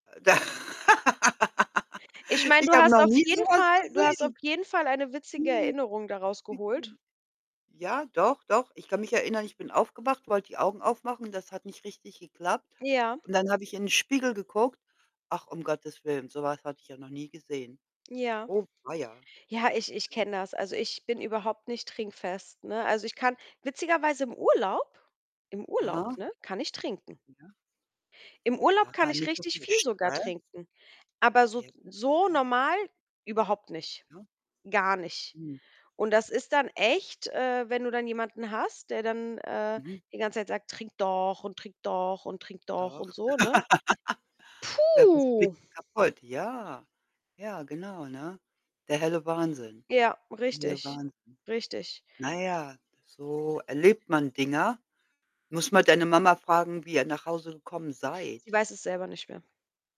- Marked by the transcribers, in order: laughing while speaking: "da"; laugh; distorted speech; unintelligible speech; other background noise; unintelligible speech; put-on voice: "Trink doch und trink doch und trink doch"; laugh; drawn out: "Puh"
- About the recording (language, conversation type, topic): German, unstructured, Was war das lustigste Erlebnis, das du mit deiner Familie hattest?